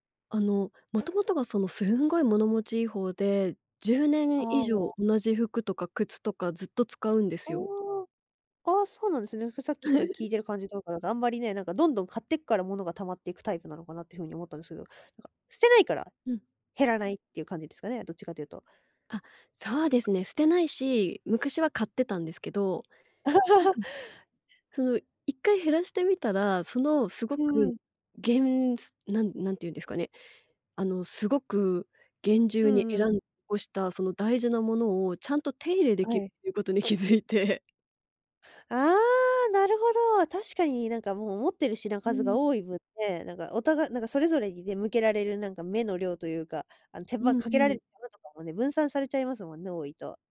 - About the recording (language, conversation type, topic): Japanese, podcast, 物を減らすとき、どんな基準で手放すかを決めていますか？
- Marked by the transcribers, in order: chuckle; laugh; laughing while speaking: "気付いて"